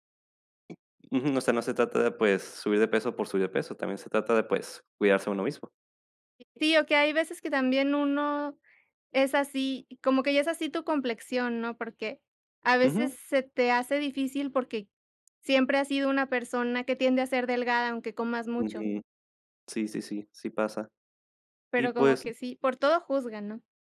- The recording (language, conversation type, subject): Spanish, unstructured, ¿Crees que las personas juzgan a otros por lo que comen?
- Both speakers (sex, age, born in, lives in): female, 30-34, Mexico, Mexico; male, 18-19, Mexico, Mexico
- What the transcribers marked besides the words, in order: other noise